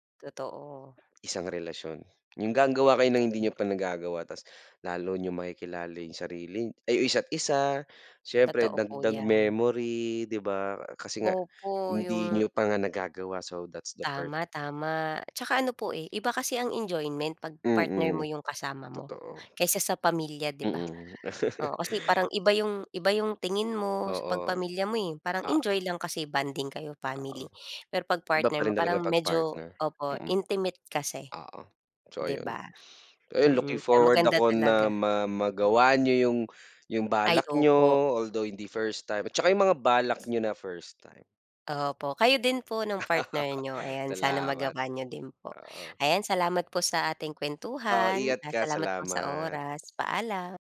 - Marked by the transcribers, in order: bird; other background noise; tapping; teeth sucking; laugh; dog barking; laugh
- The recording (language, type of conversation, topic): Filipino, unstructured, Ano-ano ang mga bagay na gusto mong gawin kasama ang iyong kapareha?